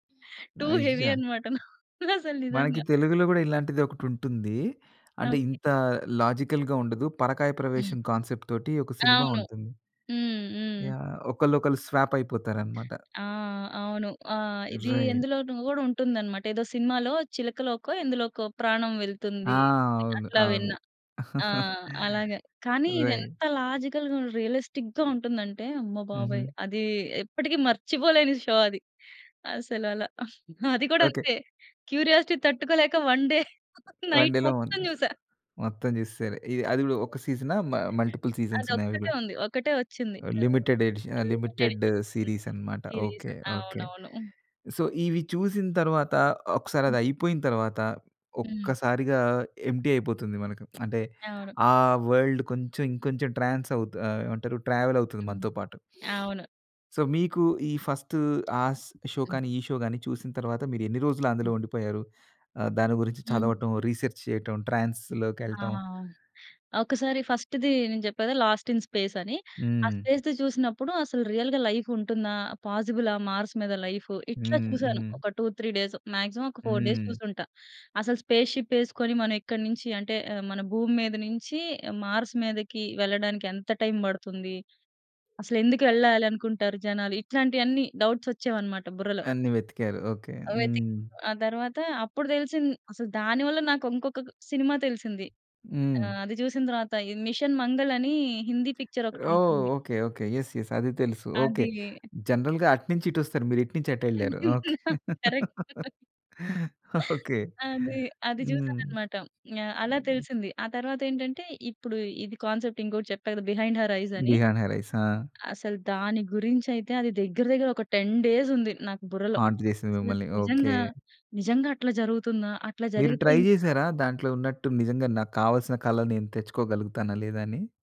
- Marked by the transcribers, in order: in English: "టూ హెవీ"; laugh; in English: "లాజికల్‌గా"; in English: "కాన్సెప్ట్‌తోటి"; in English: "స్వాప్"; in English: "రైట్"; chuckle; in English: "రైట్"; in English: "లాజికల్‌గా, రియలిస్టిక్‌గా"; in English: "షో"; in English: "క్యూరియాసిటీ"; in English: "వన్ డే నైట్"; laugh; other background noise; unintelligible speech; in English: "మల్టిపుల్ సీజన్స్"; in English: "లిమిటెడ్ ఎడిషన్"; in English: "లిమిటెడ్"; in English: "లిమిటెడ్ సీరీస్"; in English: "సీరీస్"; in English: "సో"; other noise; in English: "ఎంప్టీ"; tsk; in English: "వర్ల్డ్"; in English: "ట్రాన్స్"; in English: "ట్రావెల్"; sniff; in English: "సో"; in English: "ఫస్ట్"; in English: "షో"; in English: "షో"; in English: "రిసర్చ్"; in English: "స్పేస్‌ది"; in English: "రియల్‌గా లైఫ్"; in English: "మార్స్"; in English: "టూ, త్రీ డేస్. మాక్సిమం"; in English: "ఫోర్ డేస్"; in English: "స్పేస్‌షిప్"; in English: "మార్స్"; in English: "టైమ్"; in English: "డౌట్స్"; in English: "పిక్చర్"; in English: "యస్. యస్"; in English: "జనరల్‌గా"; laugh; in English: "కరెక్ట్"; laugh; in English: "కాన్సెప్ట్"; in English: "బిహైండ్ హర్ ఐస్"; in English: "టెన్ డేస్"; in English: "హాంట్"; in English: "ట్రై"
- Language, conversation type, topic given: Telugu, podcast, ఇప్పటివరకు మీరు బింగే చేసి చూసిన ధారావాహిక ఏది, ఎందుకు?